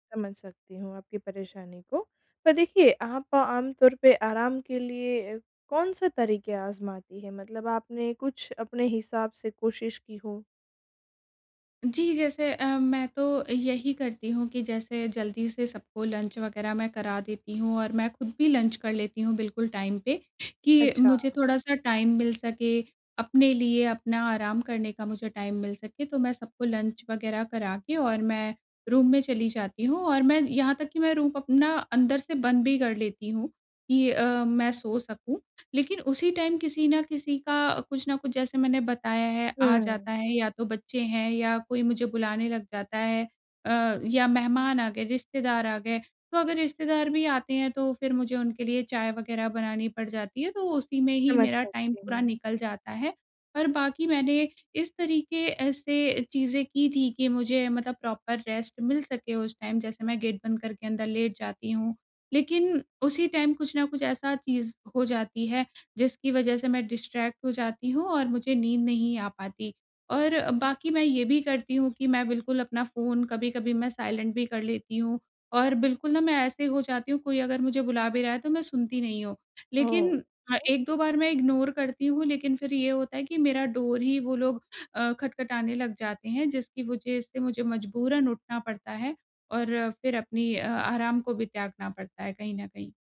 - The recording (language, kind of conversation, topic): Hindi, advice, घर पर आराम करने में आपको सबसे ज़्यादा किन चुनौतियों का सामना करना पड़ता है?
- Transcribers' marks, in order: in English: "लंच"; in English: "लंच"; in English: "टाइम"; in English: "टाइम"; in English: "टाइम"; in English: "लंच"; in English: "रूम"; in English: "रूम"; in English: "टाइम"; in English: "टाइम"; in English: "प्रॉपर रेस्ट"; in English: "टाइम"; in English: "गेट"; in English: "टाइम"; in English: "डिस्ट्रैक्ट"; in English: "साइलेंट"; in English: "इग्नोर"; in English: "डोर"